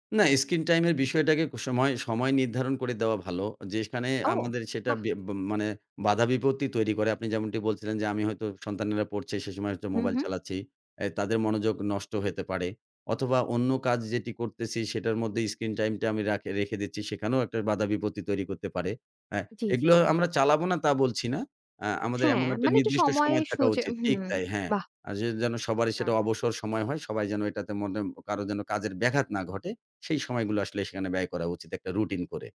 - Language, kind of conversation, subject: Bengali, podcast, বাচ্চাদের পড়াশোনা আর আপনার কাজ—দুটো কীভাবে সামলান?
- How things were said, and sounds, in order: other background noise